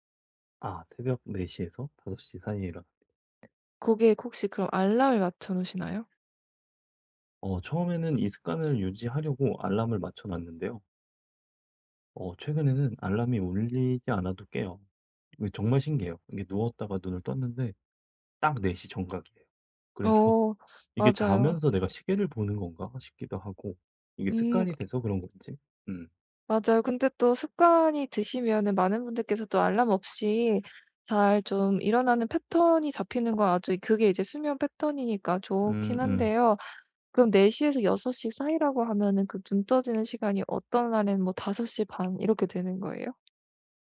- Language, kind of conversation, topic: Korean, advice, 일정한 수면 스케줄을 만들고 꾸준히 지키려면 어떻게 하면 좋을까요?
- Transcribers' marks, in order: tapping; laughing while speaking: "그래서"; other background noise